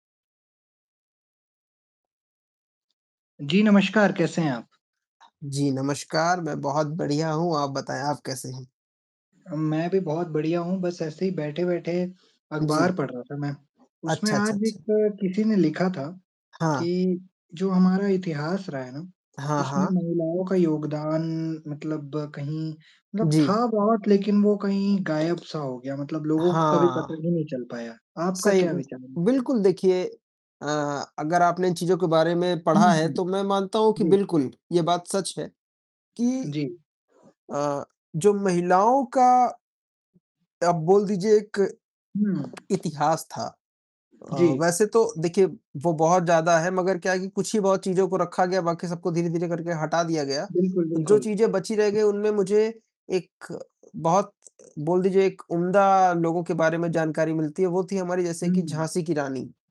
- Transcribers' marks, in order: static; tapping; distorted speech; mechanical hum; other background noise
- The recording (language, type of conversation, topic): Hindi, unstructured, इतिहास में महिलाओं की भूमिका कैसी रही है?